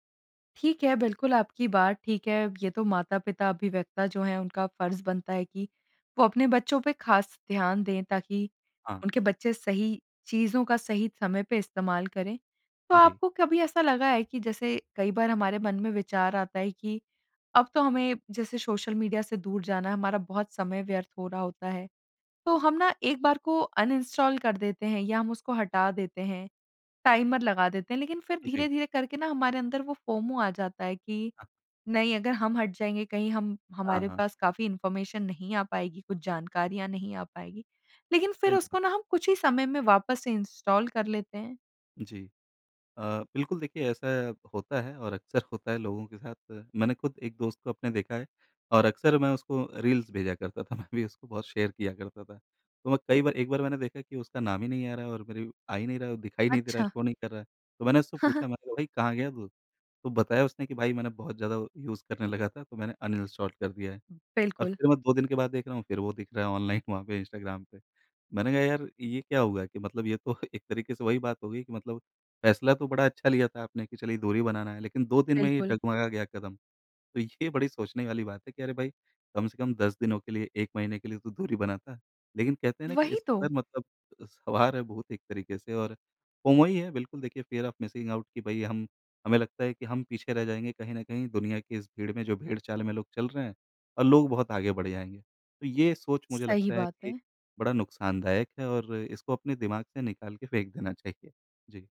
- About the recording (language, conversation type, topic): Hindi, podcast, सोशल मीडिया की अनंत फीड से आप कैसे बचते हैं?
- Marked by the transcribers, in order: in English: "टाइमर"; in English: "फोमो"; in English: "इन्फॉर्मेशन"; other background noise; in English: "रील्स"; in English: "शेयर"; in English: "शो"; laugh; in English: "यूज़"; in English: "फोमो"; in English: "फियर ओफ मिसिंग आउट"